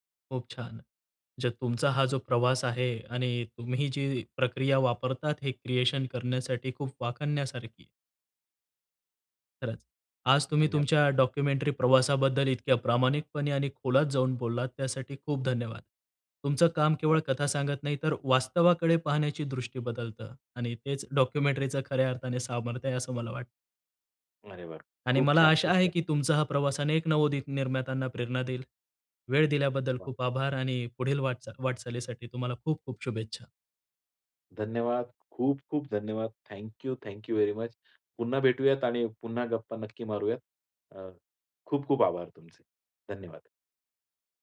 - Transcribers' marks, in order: in English: "क्रिएशन"; in English: "डॉक्युमेंटरी"; in English: "डॉक्युमेंटरीच"; in English: "थँक यु, थँक यु वेरी मच"
- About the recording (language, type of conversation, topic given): Marathi, podcast, तुमची सर्जनशील प्रक्रिया साध्या शब्दांत सांगाल का?